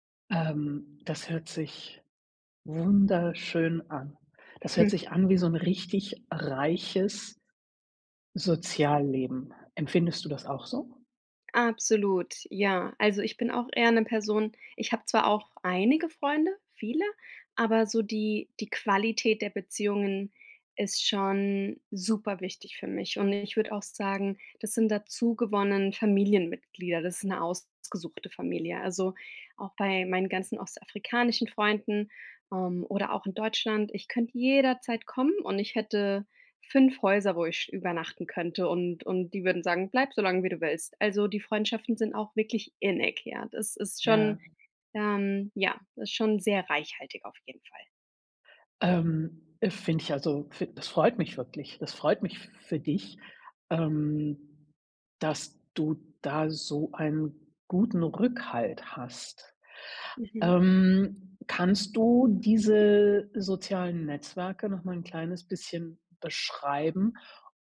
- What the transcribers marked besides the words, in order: none
- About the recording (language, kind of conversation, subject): German, advice, Wie kann ich mein soziales Netzwerk nach einem Umzug in eine neue Stadt langfristig pflegen?